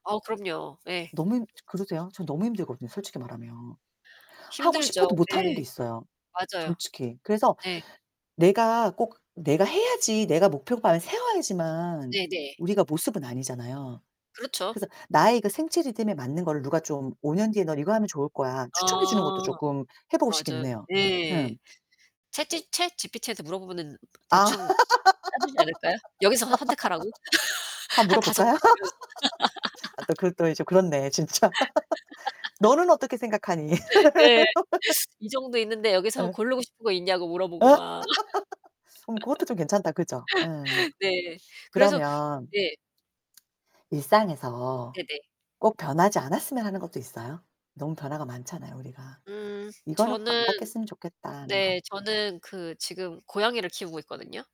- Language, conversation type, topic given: Korean, unstructured, 5년 후 당신은 어떤 모습일까요?
- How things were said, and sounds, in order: other background noise; distorted speech; tapping; laughing while speaking: "아"; laugh; laughing while speaking: "물어볼까요?"; laugh; laugh; laughing while speaking: "진짜"; laugh; laughing while speaking: "생각하니?"; laugh; laughing while speaking: "어"; laugh; laugh; static